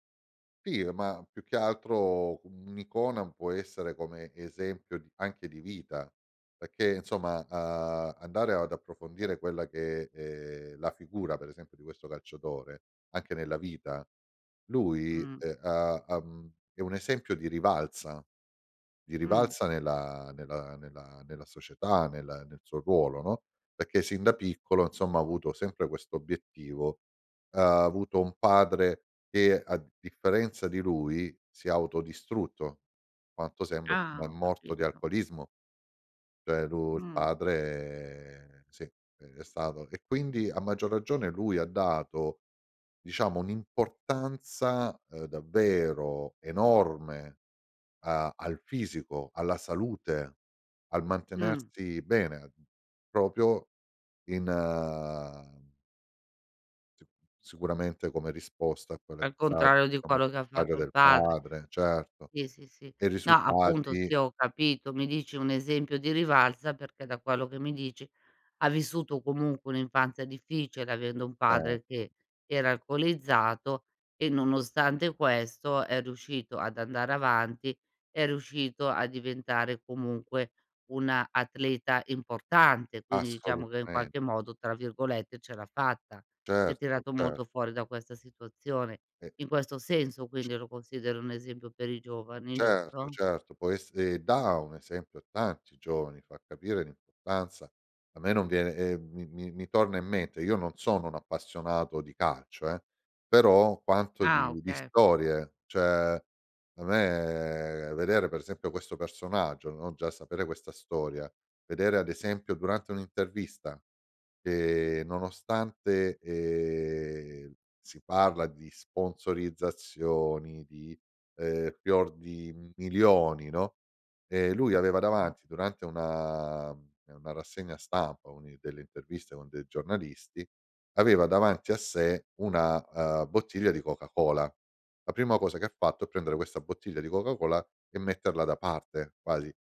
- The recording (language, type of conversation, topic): Italian, podcast, Secondo te, che cos’è un’icona culturale oggi?
- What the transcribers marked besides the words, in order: "Cioè" said as "ceh"; other background noise; unintelligible speech; "una" said as "uni"